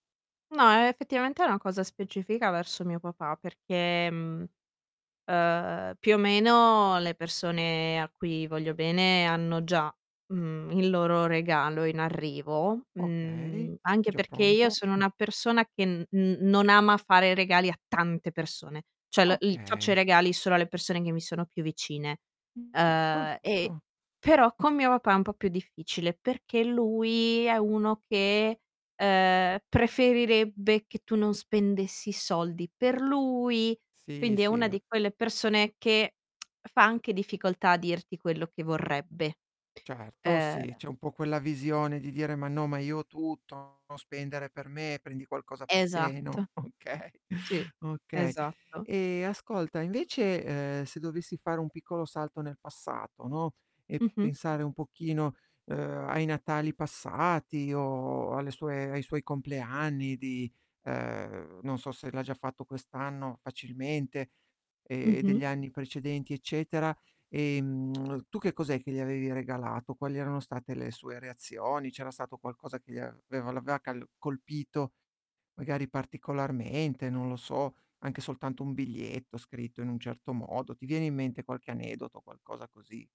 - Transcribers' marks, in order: tapping; stressed: "tante"; "Cioè" said as "Ceh"; distorted speech; lip smack; static; laughing while speaking: "okay"; lip smack; "l'aveva" said as "avea"
- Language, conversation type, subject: Italian, advice, Come posso trovare regali che siano davvero significativi?